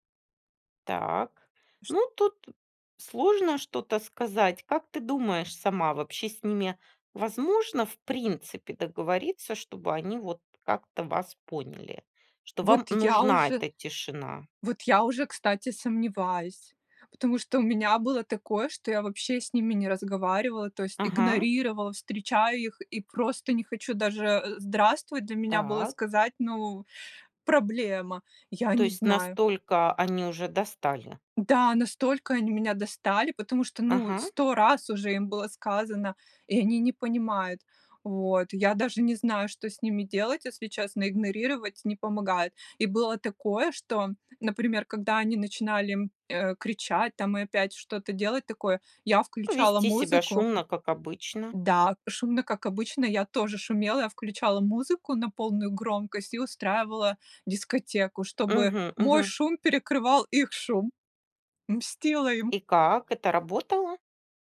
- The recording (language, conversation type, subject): Russian, podcast, Как наладить отношения с соседями?
- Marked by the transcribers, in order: tapping